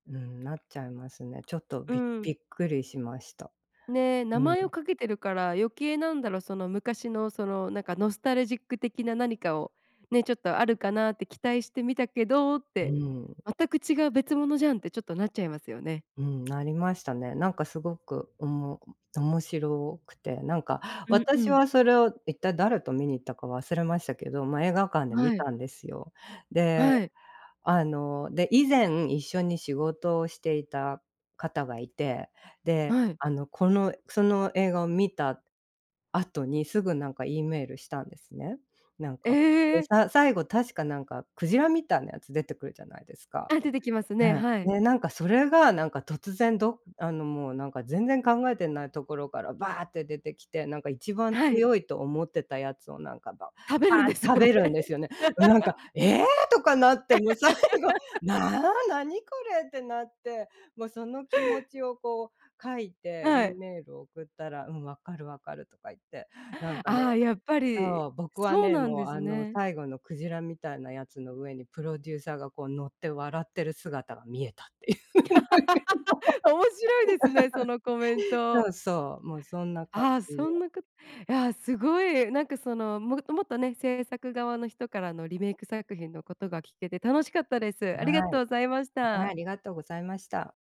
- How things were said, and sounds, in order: in English: "ノスタルジック"; laughing while speaking: "食べるんですよね"; laugh; laughing while speaking: "もう最後"; laugh; laugh; tapping
- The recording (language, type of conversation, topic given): Japanese, podcast, リメイク作品が増えている理由を、あなたはどう見ていますか？